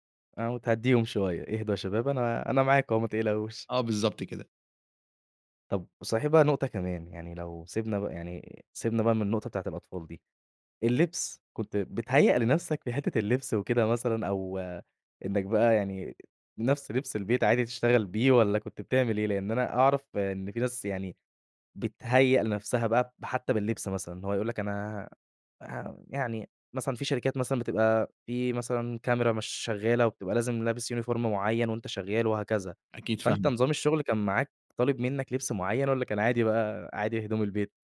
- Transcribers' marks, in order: in English: "Uniform"
- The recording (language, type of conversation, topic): Arabic, podcast, إزاي تخلي البيت مناسب للشغل والراحة مع بعض؟
- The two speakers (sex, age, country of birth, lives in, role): male, 20-24, Egypt, Egypt, guest; male, 20-24, Egypt, Egypt, host